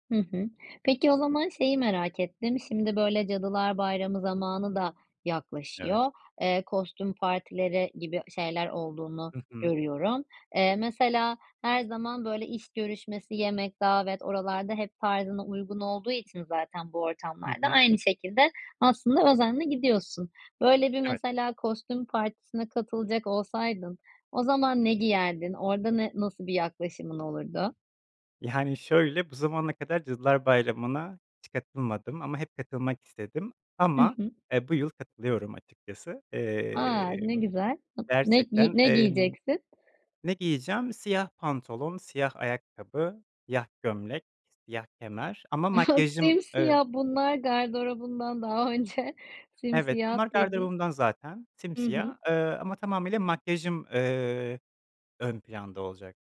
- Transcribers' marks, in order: chuckle
- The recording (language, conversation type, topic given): Turkish, podcast, Kıyafetlerinle özgüvenini nasıl artırabilirsin?